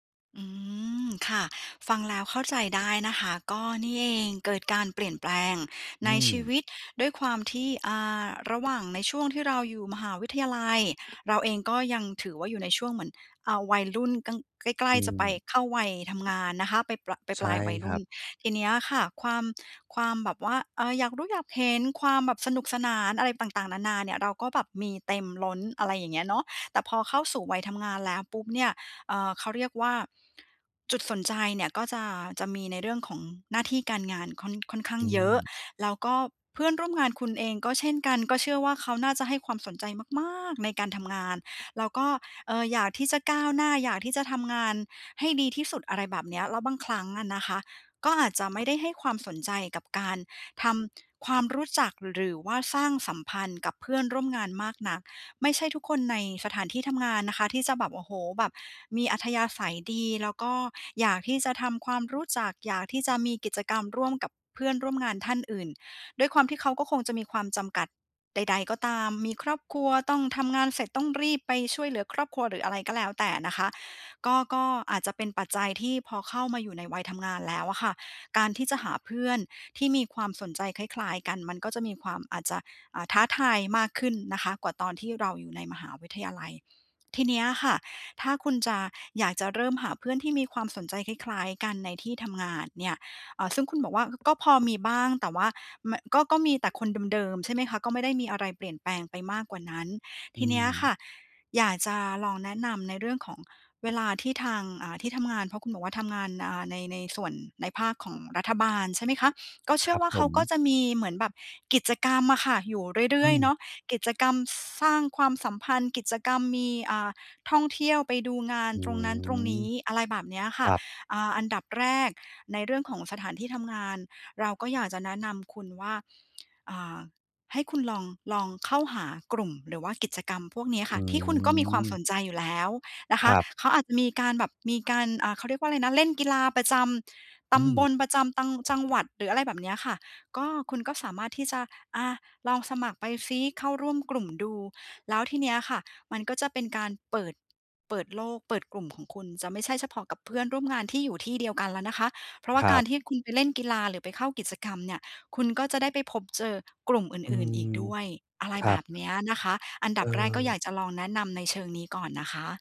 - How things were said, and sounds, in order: tapping; other background noise
- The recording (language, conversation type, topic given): Thai, advice, ฉันจะหาเพื่อนที่มีความสนใจคล้ายกันได้อย่างไรบ้าง?